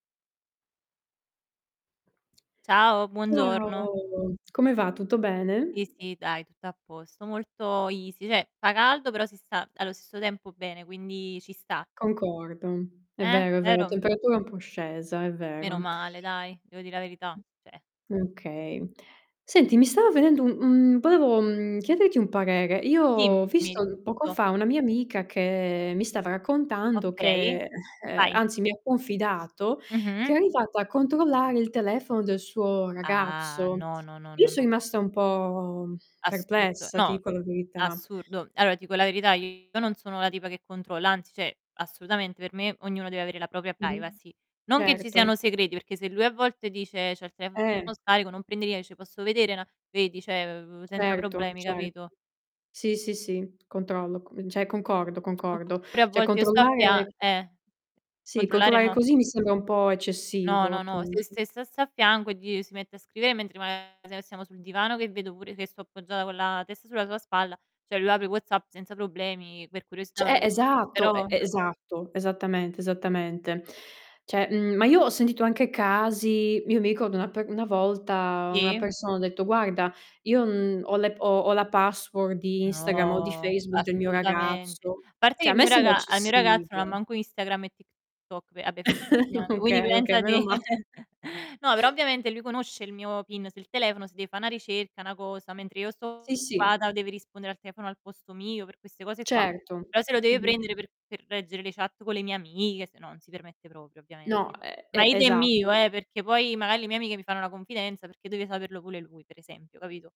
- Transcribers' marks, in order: distorted speech; in English: "easy"; "cioè" said as "ceh"; other background noise; "cioè" said as "ceh"; drawn out: "Ah"; "dico" said as "ico"; "cioè" said as "ceh"; "propria" said as "propia"; "cioè" said as "ceh"; "Cioè" said as "ceh"; "cioè" said as "ceh"; "Cioè" said as "ceh"; "cioè" said as "ceh"; "Cioè" said as "ceh"; "Cioè" said as "ceh"; "sentito" said as "sendito"; drawn out: "No"; "Cioè" said as "ceh"; "neanche" said as "neanghe"; chuckle; laughing while speaking: "Okay"; laughing while speaking: "te"; chuckle; laughing while speaking: "ma"; other noise; "pure" said as "pule"
- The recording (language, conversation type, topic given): Italian, unstructured, È accettabile controllare il telefono del partner?